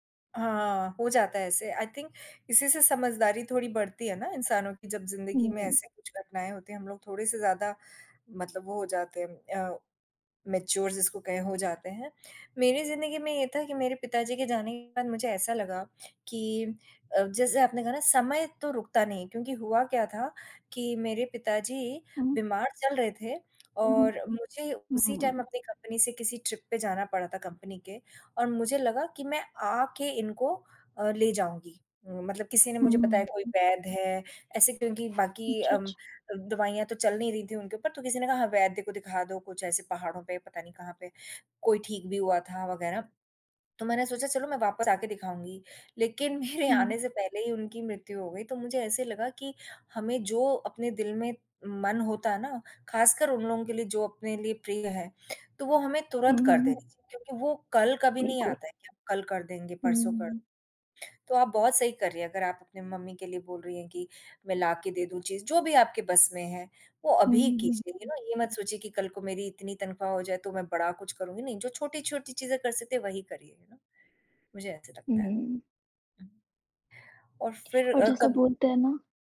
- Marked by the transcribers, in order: in English: "आई थिंक"; other background noise; in English: "मैच्योर"; in English: "टाइम"; in English: "ट्रिप"; laughing while speaking: "मेरे आने"; tapping; in English: "यू नो?"
- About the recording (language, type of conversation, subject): Hindi, unstructured, जिस इंसान को आपने खोया है, उसने आपको क्या सिखाया?